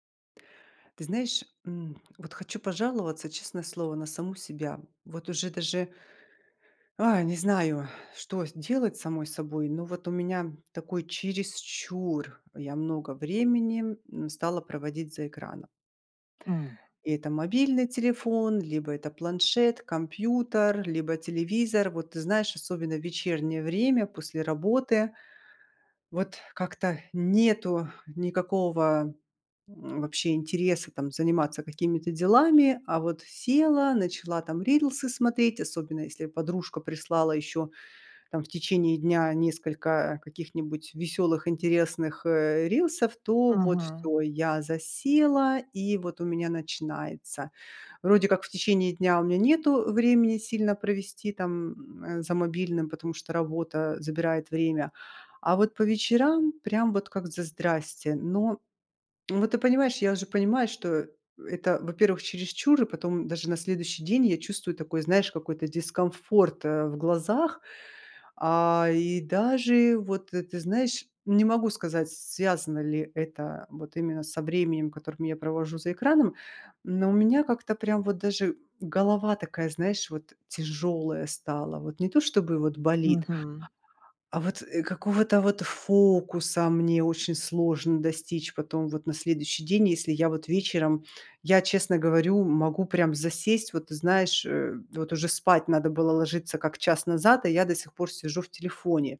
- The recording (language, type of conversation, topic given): Russian, advice, Как мне сократить вечернее время за экраном и меньше сидеть в интернете?
- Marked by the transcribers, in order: sigh; stressed: "чересчур"; other background noise